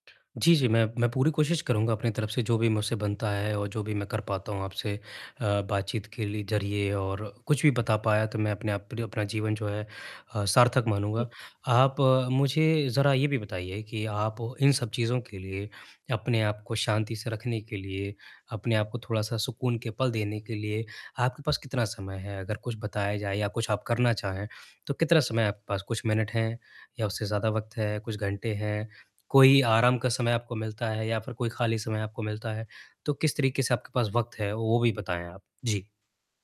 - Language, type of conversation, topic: Hindi, advice, तुरंत मानसिक शांति पाने के आसान तरीके क्या हैं?
- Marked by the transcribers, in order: static; distorted speech